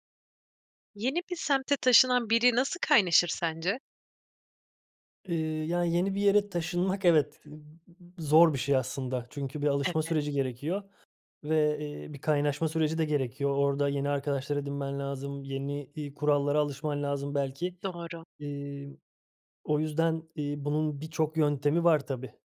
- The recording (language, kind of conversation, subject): Turkish, podcast, Yeni bir semte taşınan biri, yeni komşularıyla ve mahalleyle en iyi nasıl kaynaşır?
- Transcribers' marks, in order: none